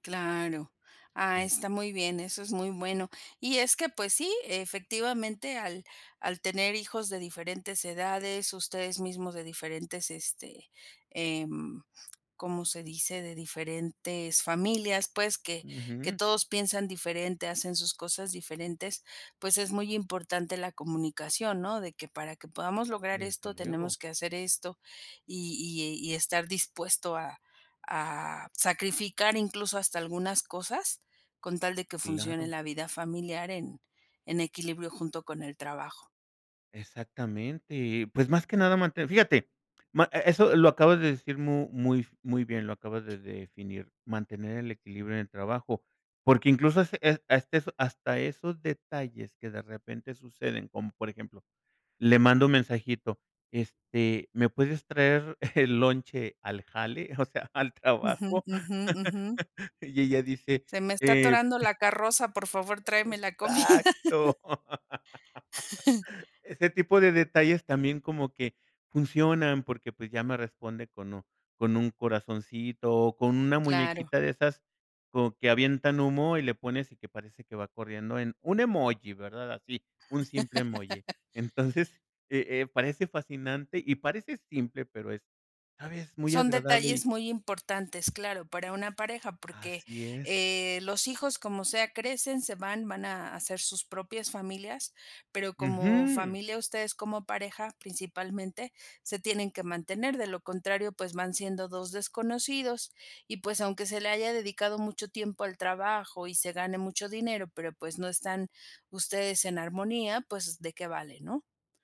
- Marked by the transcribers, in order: tapping; laughing while speaking: "o sea"; chuckle; laugh; laughing while speaking: "comida"; chuckle; laugh
- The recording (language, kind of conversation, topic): Spanish, podcast, ¿Cómo equilibras el trabajo y la vida familiar sin volverte loco?